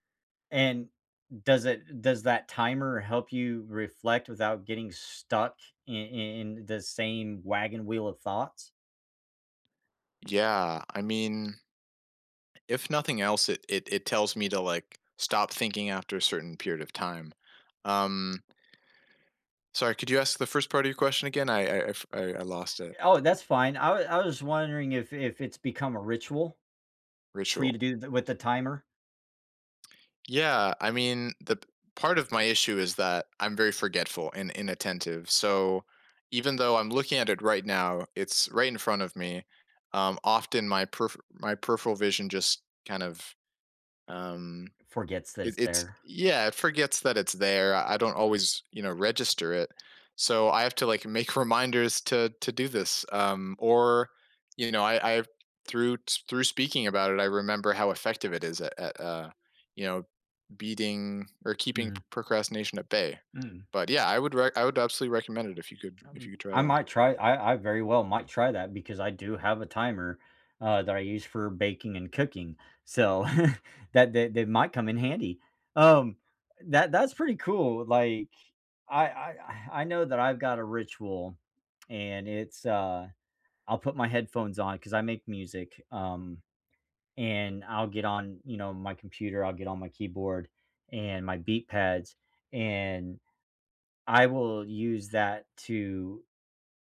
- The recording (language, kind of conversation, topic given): English, unstructured, How can you make time for reflection without it turning into rumination?
- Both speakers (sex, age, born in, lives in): male, 25-29, United States, United States; male, 45-49, United States, United States
- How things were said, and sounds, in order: other background noise; chuckle